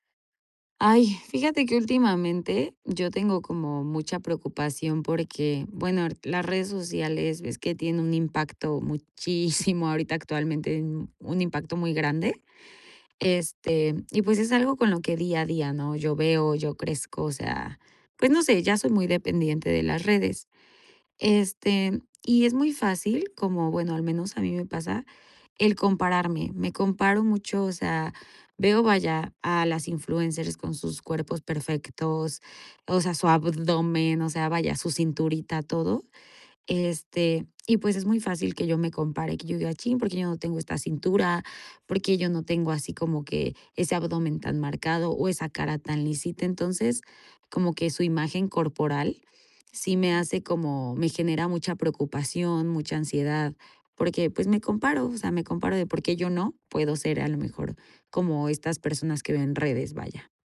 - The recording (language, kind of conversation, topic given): Spanish, advice, ¿Qué tan preocupado(a) te sientes por tu imagen corporal cuando te comparas con otras personas en redes sociales?
- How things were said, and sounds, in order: chuckle